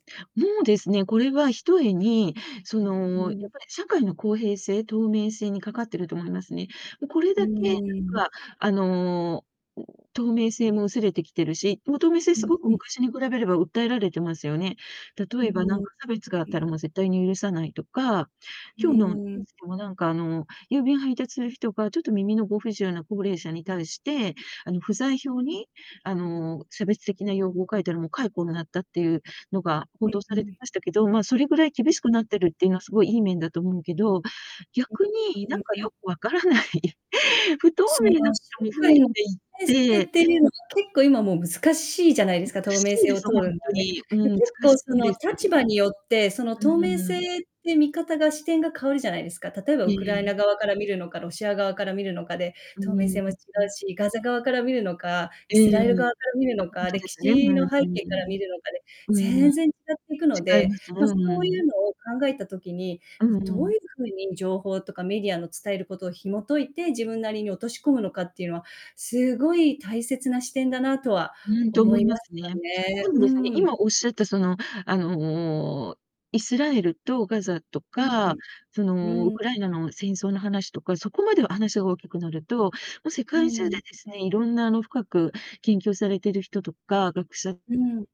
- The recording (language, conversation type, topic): Japanese, unstructured, メディアの偏りについて、あなたはどう考えますか？
- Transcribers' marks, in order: distorted speech; laughing while speaking: "よく分からない"; unintelligible speech